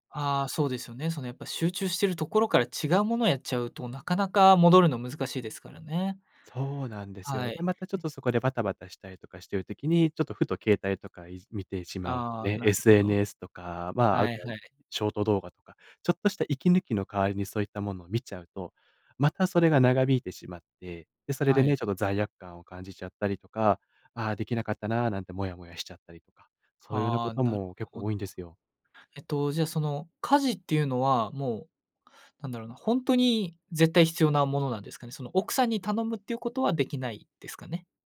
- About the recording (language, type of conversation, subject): Japanese, advice, 集中するためのルーティンや環境づくりが続かないのはなぜですか？
- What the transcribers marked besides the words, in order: none